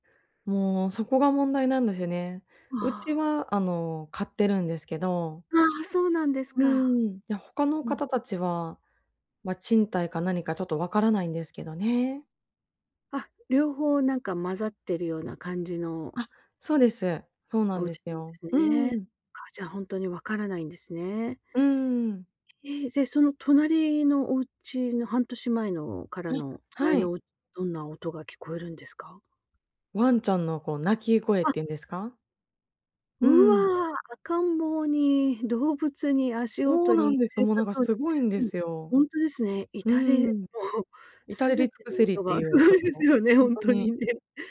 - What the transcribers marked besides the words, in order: other noise; laughing while speaking: "すごいですよね、ほんとにね"
- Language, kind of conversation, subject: Japanese, advice, 近所の騒音や住環境の変化に、どうすればうまく慣れられますか？